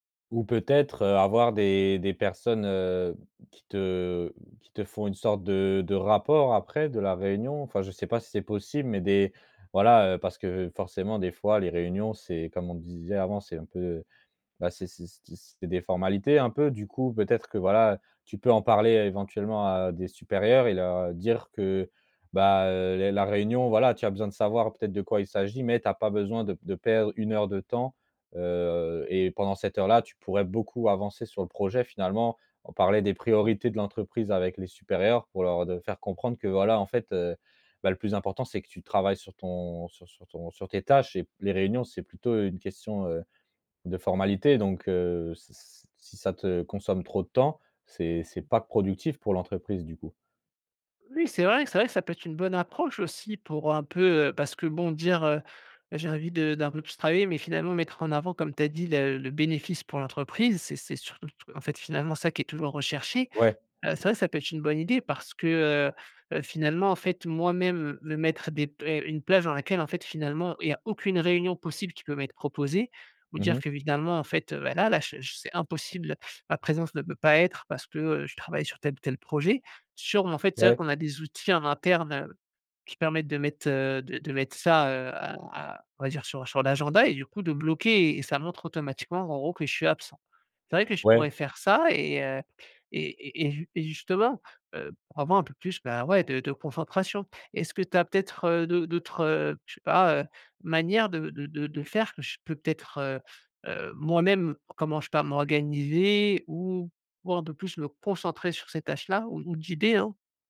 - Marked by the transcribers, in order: none
- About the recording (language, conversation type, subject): French, advice, Comment gérer des journées remplies de réunions qui empêchent tout travail concentré ?